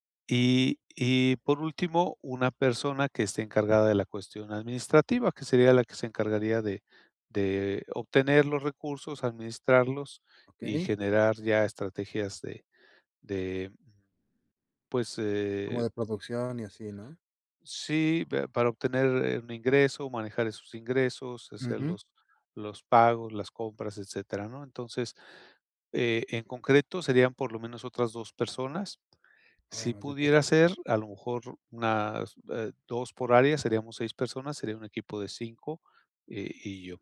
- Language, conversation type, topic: Spanish, advice, ¿Cómo puedo formar y liderar un equipo pequeño para lanzar mi startup con éxito?
- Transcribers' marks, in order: none